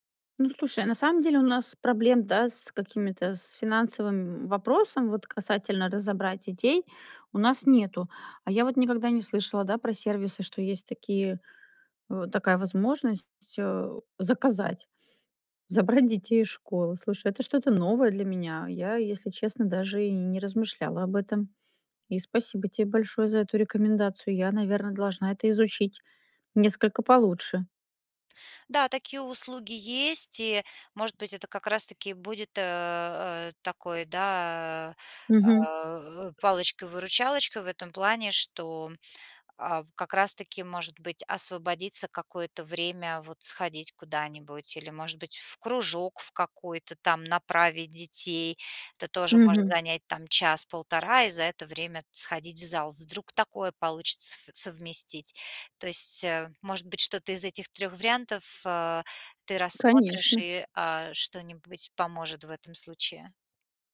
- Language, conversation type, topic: Russian, advice, Как справляться с семейными обязанностями, чтобы регулярно тренироваться, высыпаться и вовремя питаться?
- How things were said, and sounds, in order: other background noise